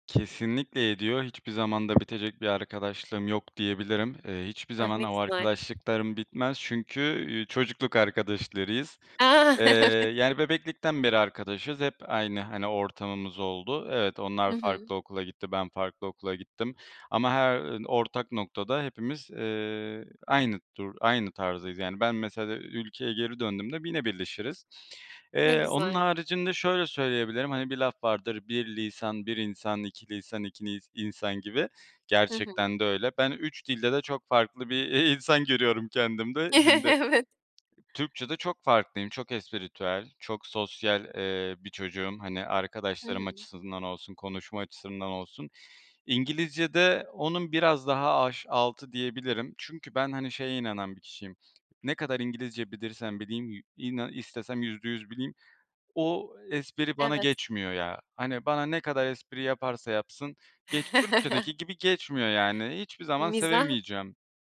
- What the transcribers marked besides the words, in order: other background noise; chuckle; chuckle; swallow; lip smack; chuckle
- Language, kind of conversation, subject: Turkish, podcast, Hayatındaki en büyük zorluğun üstesinden nasıl geldin?